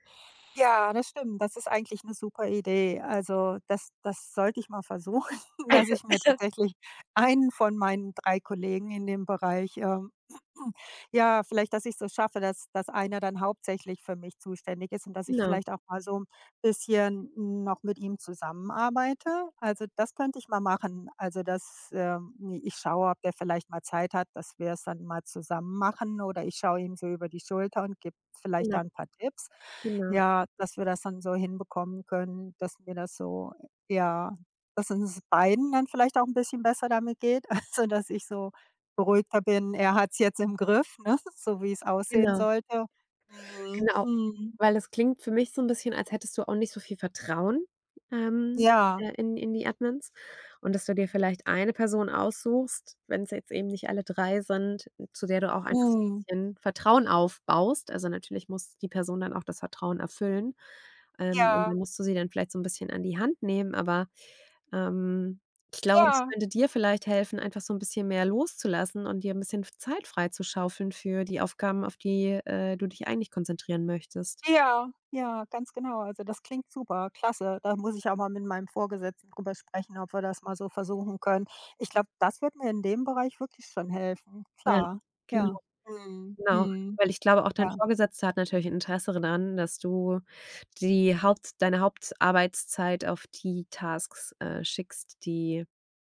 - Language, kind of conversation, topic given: German, advice, Warum fällt es mir schwer, Aufgaben zu delegieren, und warum will ich alles selbst kontrollieren?
- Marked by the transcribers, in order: laughing while speaking: "versuchen"; cough; throat clearing; other background noise; laughing while speaking: "also"; laughing while speaking: "ne"; tapping; in English: "Tasks"